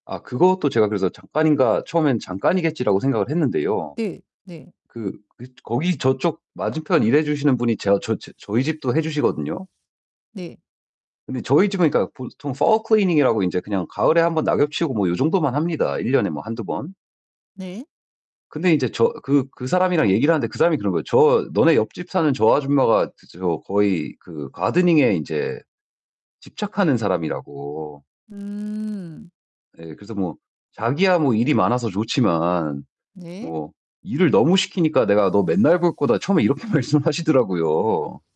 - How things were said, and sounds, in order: distorted speech; other background noise; put-on voice: "fall cleaning이라고"; in English: "fall cleaning이라고"; laughing while speaking: "이렇게 말씀하시더라고요"
- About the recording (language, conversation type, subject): Korean, advice, 공유 사무실이나 집에서 외부 방해 때문에 집중이 안 될 때 어떻게 하면 좋을까요?